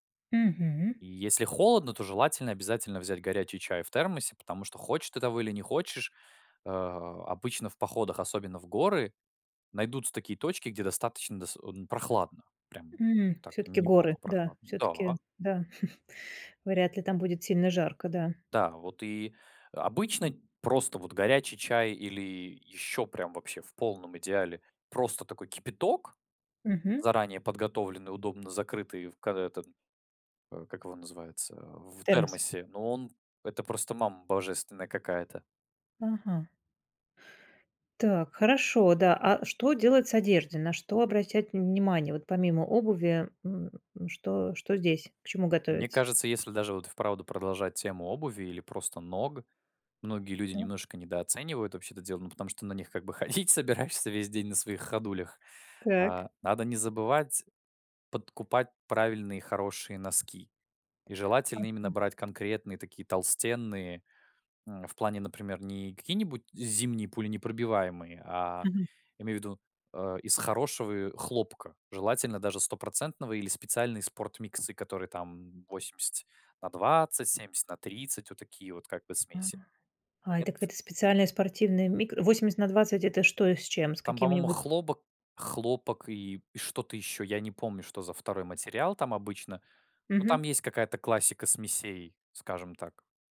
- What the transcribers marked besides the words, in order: chuckle; laughing while speaking: "ходить собираешься"
- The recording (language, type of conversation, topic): Russian, podcast, Как подготовиться к однодневному походу, чтобы всё прошло гладко?